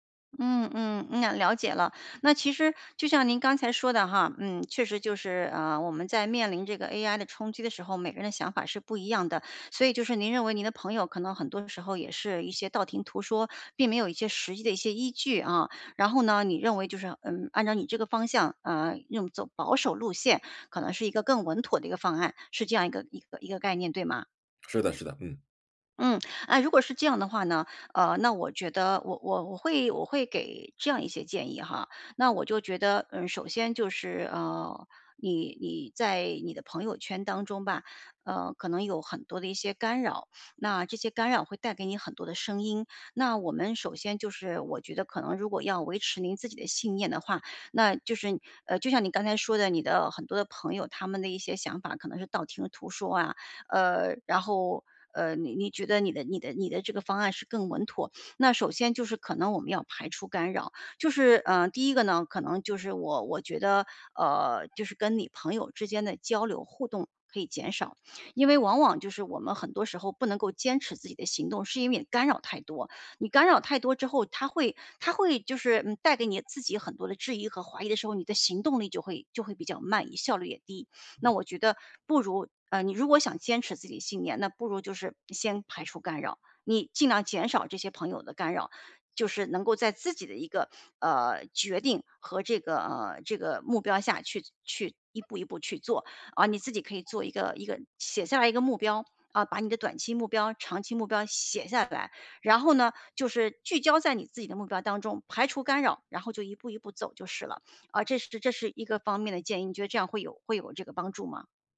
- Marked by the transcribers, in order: other background noise
- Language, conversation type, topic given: Chinese, advice, 我该如何在群体压力下坚持自己的信念？